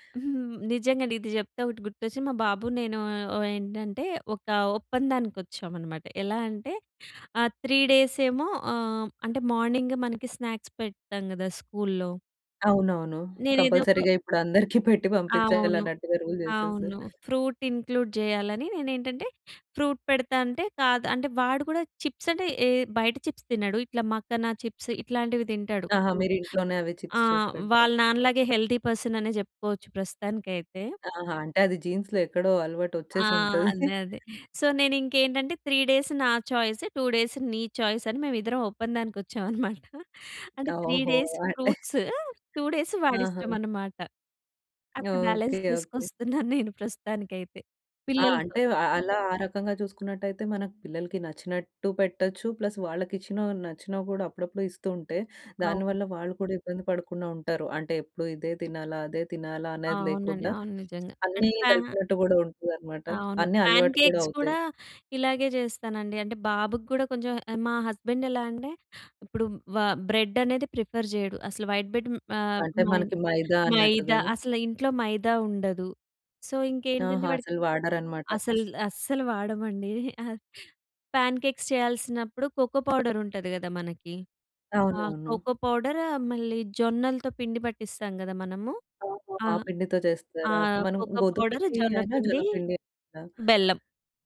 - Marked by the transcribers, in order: in English: "త్రీ డేస్"; in English: "మార్నింగ్"; in English: "స్నాక్స్"; in English: "స్కూల్‌లో"; in English: "కంపల్సరీగా"; giggle; in English: "ఫ్రూట్ ఇంక్లూడ్"; in English: "రూల్"; in English: "ఫ్రూట్"; in English: "చిప్స్"; in English: "చిప్స్"; in English: "చిప్స్"; other noise; in English: "చిప్స్"; in English: "హెల్తీ పర్సన్"; in English: "జీన్స్‌లో"; in English: "సో"; chuckle; in English: "త్రీ డేస్"; in English: "చాయిస్, టూ డేస్"; in English: "చాయిస్"; giggle; in English: "త్రీ డేస్ ఫ్రూట్స్, టూ డేస్"; giggle; in English: "బాలన్స్"; giggle; in English: "ప్లస్"; other background noise; in English: "ప్యాన్ కేక్స్"; in English: "హస్బెండ్"; in English: "బ్రెడ్"; in English: "ప్రిఫర్"; in English: "వైట్ బ్రెడ్"; in English: "సో"; giggle; in English: "ప్యాన్ కేక్స్"; in English: "కోకో పౌడర్"; in English: "కోకో పౌడరు"; in English: "కోకో పౌడర్"
- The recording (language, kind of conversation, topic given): Telugu, podcast, డైట్ పరిమితులు ఉన్నవారికి రుచిగా, ఆరోగ్యంగా అనిపించేలా వంటలు ఎలా తయారు చేస్తారు?